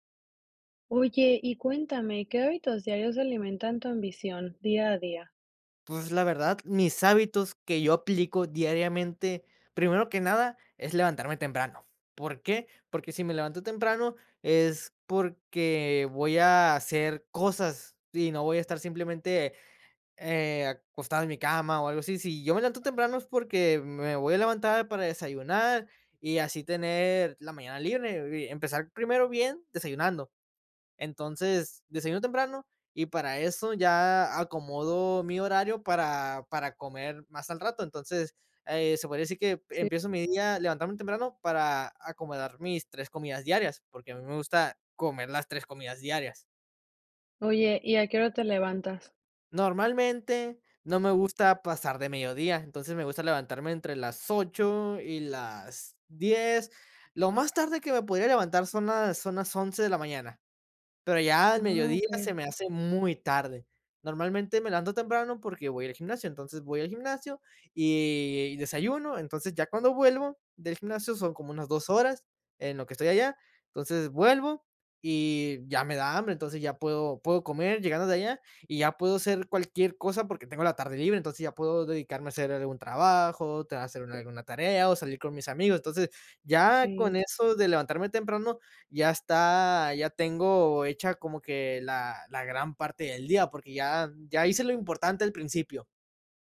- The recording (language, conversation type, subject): Spanish, podcast, ¿Qué hábitos diarios alimentan tu ambición?
- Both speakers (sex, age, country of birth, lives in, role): female, 30-34, Mexico, United States, host; male, 20-24, Mexico, Mexico, guest
- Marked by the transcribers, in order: none